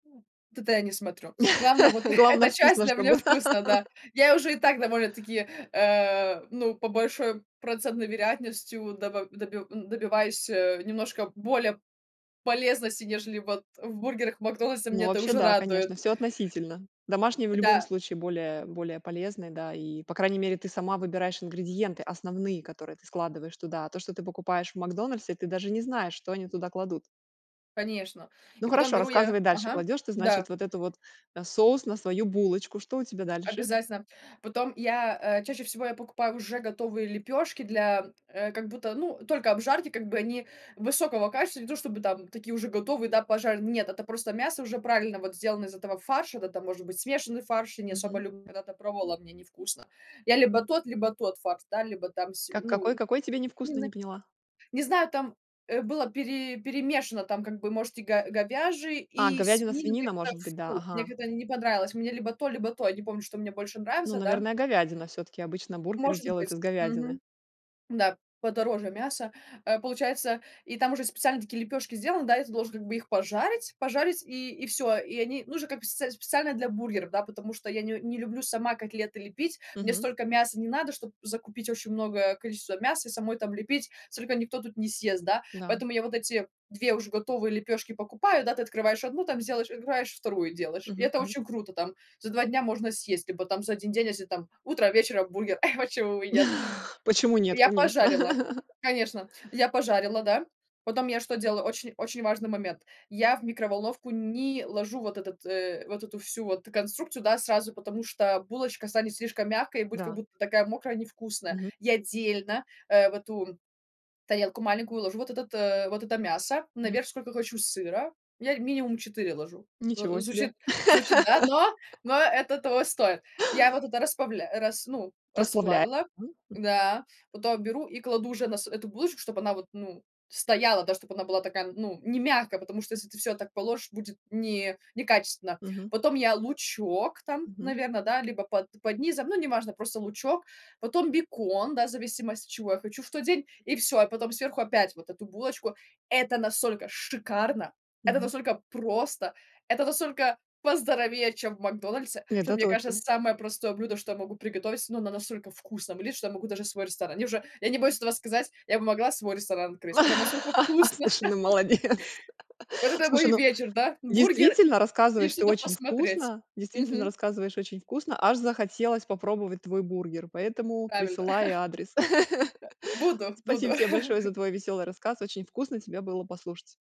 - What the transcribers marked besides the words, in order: chuckle; laugh; tapping; other background noise; chuckle; laugh; laugh; chuckle; laugh; laughing while speaking: "Слушай, ну, молодец"; laugh; laugh; chuckle
- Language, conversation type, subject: Russian, podcast, Как спасти вечер одним простым блюдом?